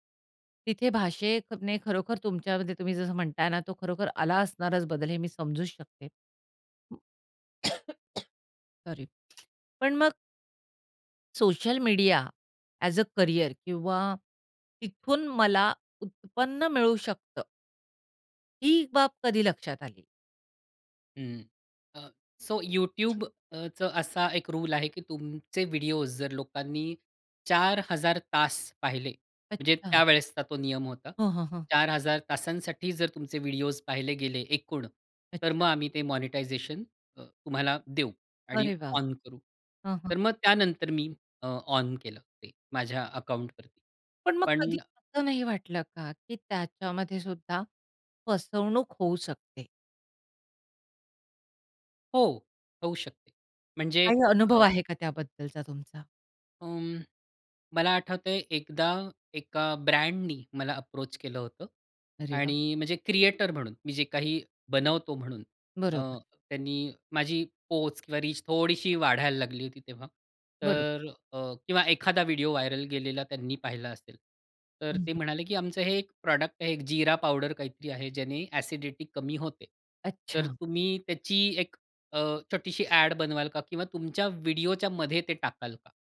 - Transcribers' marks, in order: cough; other background noise; in English: "एज अ करियर"; in English: "सो"; in English: "मॉनिटायझेशन"; in English: "ब्रँडनी"; in English: "अप्रोच"; in English: "क्रिएटर"; in English: "रीच"; in English: "व्हायरल"; in English: "एसिडिटी"; in English: "ॲड"
- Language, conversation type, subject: Marathi, podcast, सोशल मीडियामुळे तुमचा सर्जनशील प्रवास कसा बदलला?